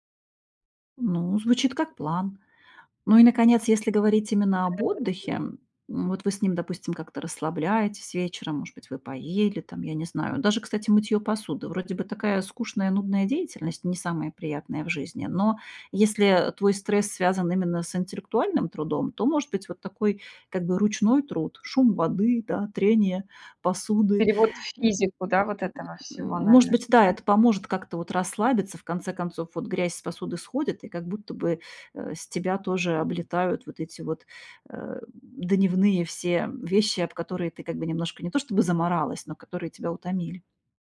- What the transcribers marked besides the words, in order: unintelligible speech
- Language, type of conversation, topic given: Russian, advice, Как справиться с бессонницей из‑за вечернего стресса или тревоги?